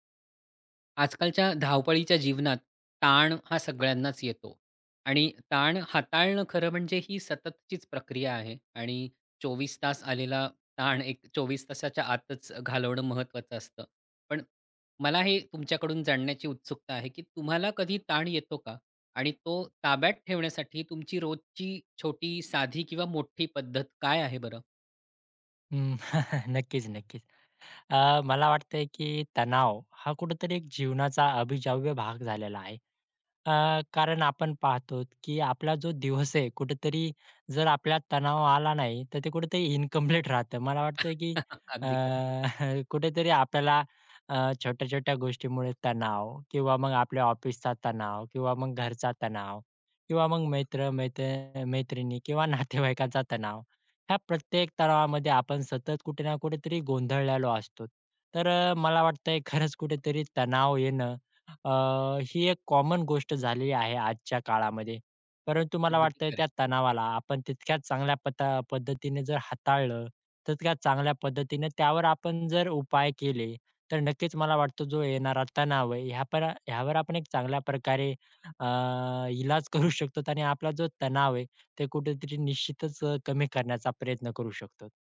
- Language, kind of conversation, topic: Marathi, podcast, तणाव ताब्यात ठेवण्यासाठी तुमची रोजची पद्धत काय आहे?
- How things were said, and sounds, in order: other background noise; chuckle; "अविभाज्य" said as "अबिजाव्य"; "पाहतो" said as "पाहतोत"; laughing while speaking: "दिवस आहे"; in English: "इनकंप्लीट"; chuckle; laughing while speaking: "नातेवाईकांचा"; "असतो" said as "असतोत"; in English: "कॉमन"; laughing while speaking: "शकतोत"; "शकतो" said as "शकतोत"; "शकतो" said as "शकतोत"